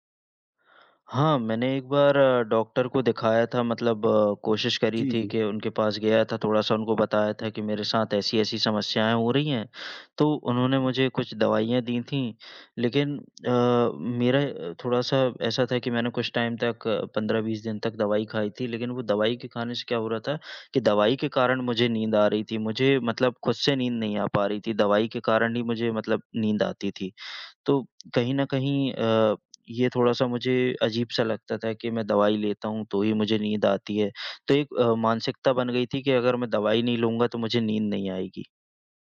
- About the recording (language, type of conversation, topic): Hindi, advice, सोने से पहले चिंता और विचारों का लगातार दौड़ना
- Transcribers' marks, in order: in English: "टाइम"